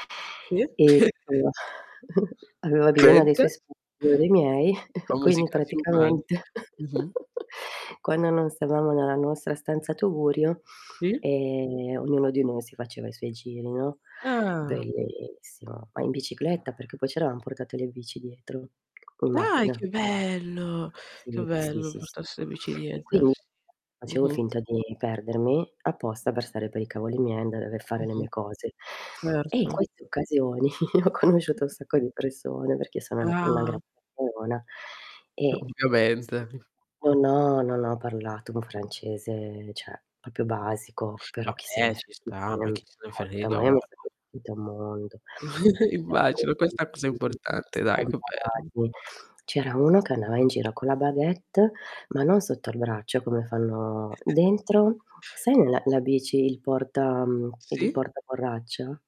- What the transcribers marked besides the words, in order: static; tapping; unintelligible speech; chuckle; unintelligible speech; distorted speech; unintelligible speech; chuckle; mechanical hum; surprised: "Dai, che bello"; unintelligible speech; chuckle; other background noise; "cioè" said as "ceh"; "proprio" said as "propio"; chuckle; unintelligible speech
- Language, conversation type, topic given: Italian, unstructured, Come immagini il tuo lavoro ideale in futuro?